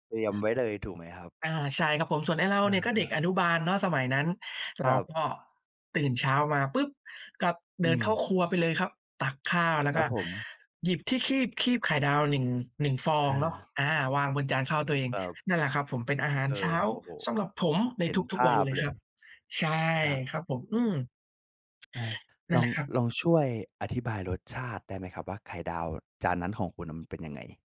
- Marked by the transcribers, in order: other background noise
- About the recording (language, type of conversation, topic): Thai, podcast, อาหารที่คุณเติบโตมากับมันมีความหมายต่อคุณอย่างไร?